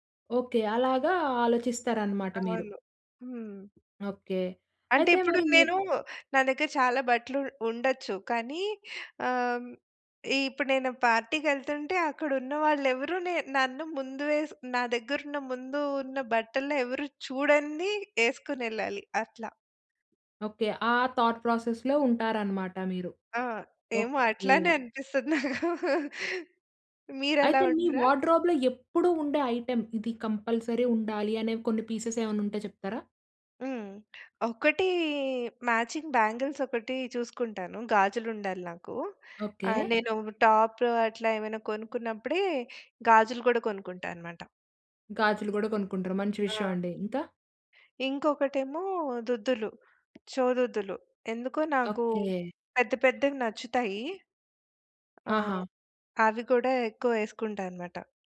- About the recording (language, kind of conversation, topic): Telugu, podcast, మీ గార్డ్రోబ్‌లో ఎప్పుడూ ఉండాల్సిన వస్తువు ఏది?
- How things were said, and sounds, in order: in English: "పార్టీకెళ్తుంటే"; in English: "థాట్ ప్రాసెస్‌లో"; chuckle; in English: "వార్డ్‌రోబ్‌లో"; in English: "ఐటెమ్"; in English: "కంపల్సరీ"; in English: "పీసెస్"; other noise; in English: "మ్యాచింగ్ బ్యాంగిల్స్"; in English: "టాప్"